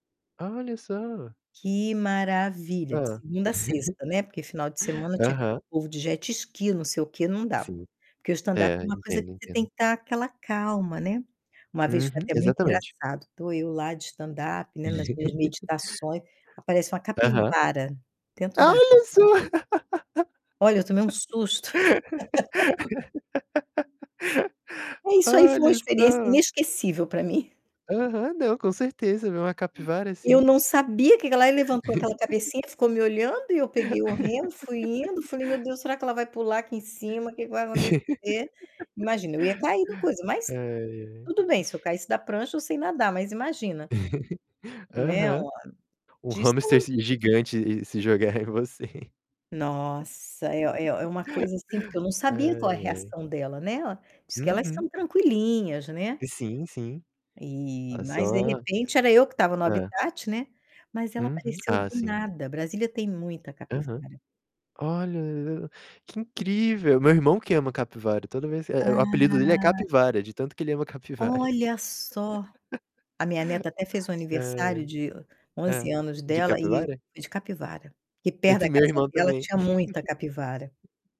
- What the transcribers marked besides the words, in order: static; tapping; chuckle; distorted speech; laugh; laugh; chuckle; other background noise; chuckle; laugh; laugh; chuckle; laugh; drawn out: "Ah"; laugh; chuckle
- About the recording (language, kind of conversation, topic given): Portuguese, unstructured, Qual é o lugar na natureza que mais te faz feliz?